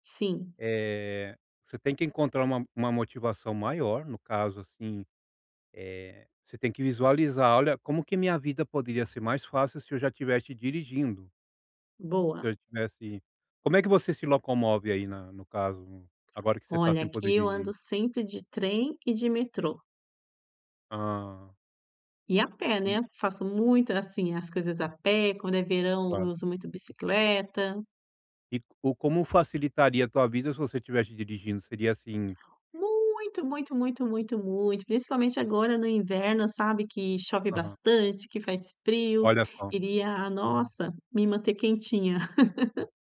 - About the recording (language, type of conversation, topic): Portuguese, advice, Como posso manter o autocontrole quando algo me distrai?
- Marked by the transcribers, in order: laugh